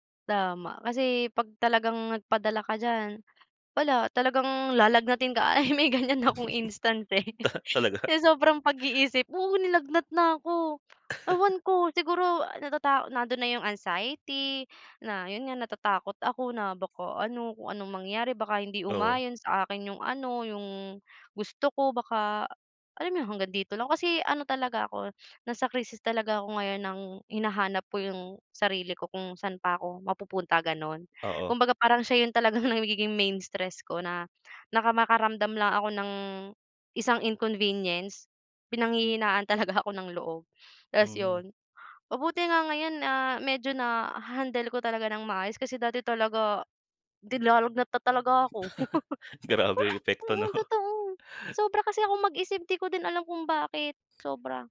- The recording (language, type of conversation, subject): Filipino, unstructured, Paano mo inilalarawan ang pakiramdam ng stress sa araw-araw?
- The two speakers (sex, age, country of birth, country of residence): female, 20-24, Philippines, Philippines; male, 25-29, Philippines, Philippines
- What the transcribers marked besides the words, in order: laughing while speaking: "Ay, may ganyan akong instance eh, sa sobrang pag-iisip"; chuckle; laughing while speaking: "Talaga"; laugh; laughing while speaking: "talagang"; laughing while speaking: "talaga"; laugh; laughing while speaking: "Grabe yung epekto, 'no?"; laugh